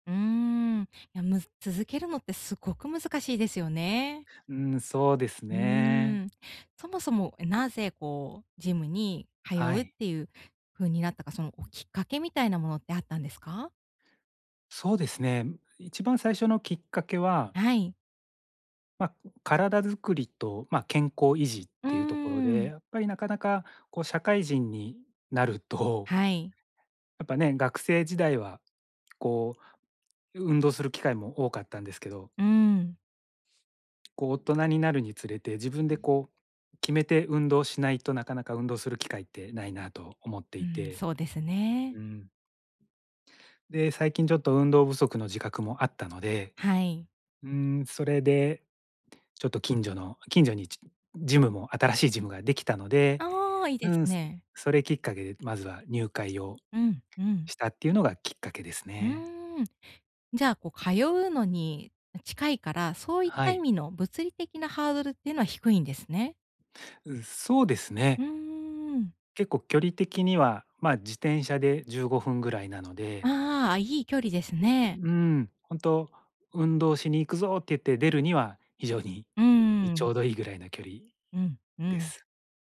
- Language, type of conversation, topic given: Japanese, advice, モチベーションを取り戻して、また続けるにはどうすればいいですか？
- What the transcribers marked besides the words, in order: other noise